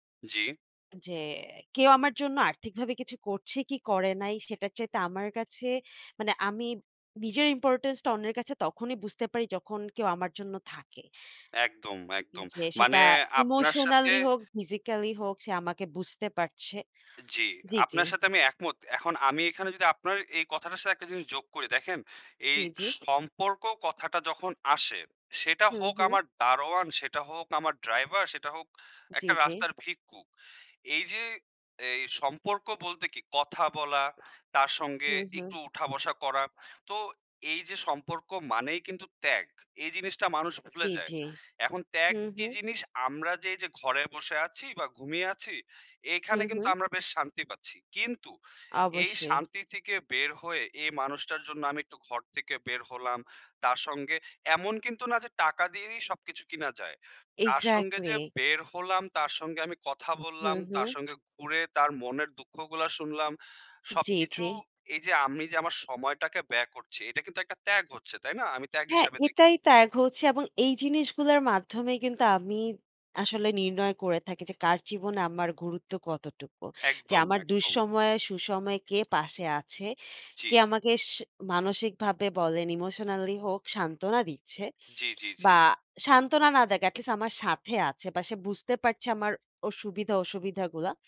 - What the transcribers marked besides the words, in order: tapping; other background noise
- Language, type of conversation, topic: Bengali, unstructured, কীভাবে বুঝবেন প্রেমের সম্পর্কে আপনাকে ব্যবহার করা হচ্ছে?